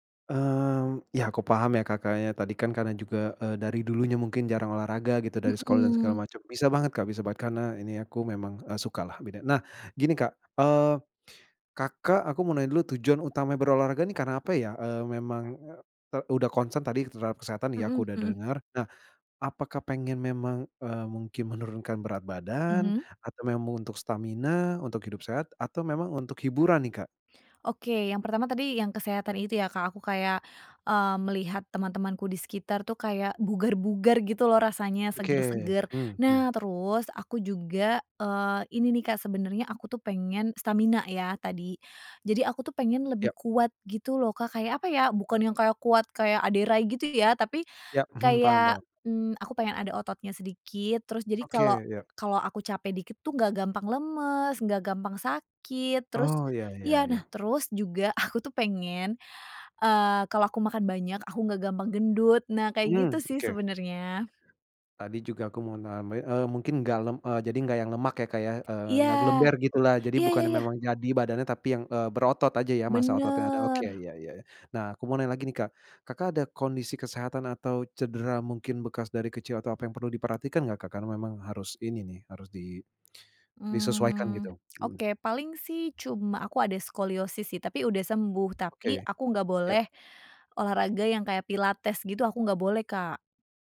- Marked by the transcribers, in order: in English: "concern"; laughing while speaking: "aku"; other background noise; tapping
- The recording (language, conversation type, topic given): Indonesian, advice, Apa yang membuatmu bingung memilih jenis olahraga yang paling cocok untukmu?